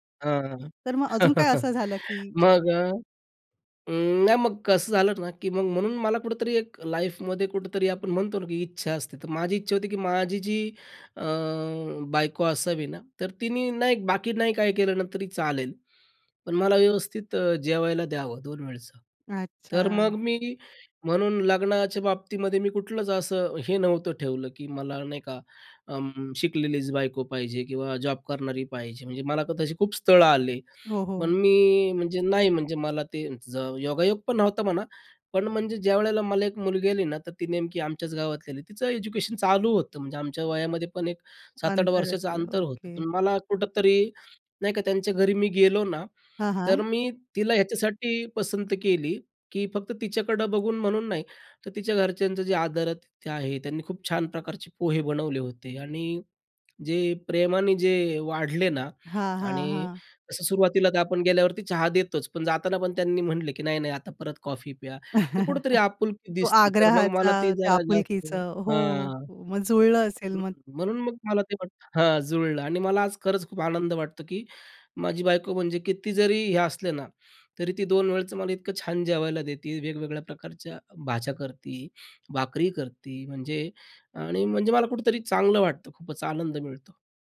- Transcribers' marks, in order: chuckle; in English: "लाईफ"; tapping; other noise; chuckle
- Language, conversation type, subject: Marathi, podcast, कुठल्या अन्नांमध्ये आठवणी जागवण्याची ताकद असते?